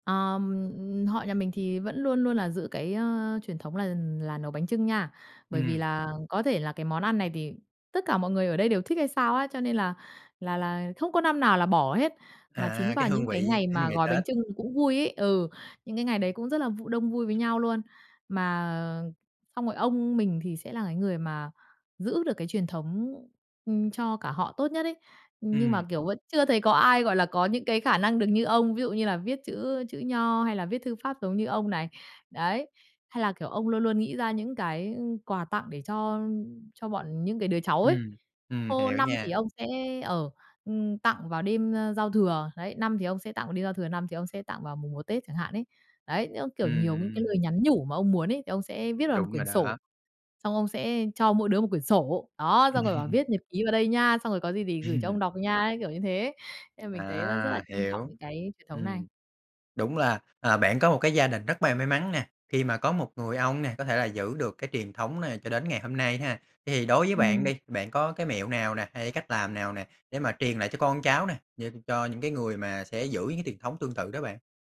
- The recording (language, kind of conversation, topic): Vietnamese, podcast, Bạn có thể kể về một truyền thống gia đình mà đến nay vẫn được duy trì không?
- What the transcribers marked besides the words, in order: other background noise; chuckle; chuckle; chuckle; tapping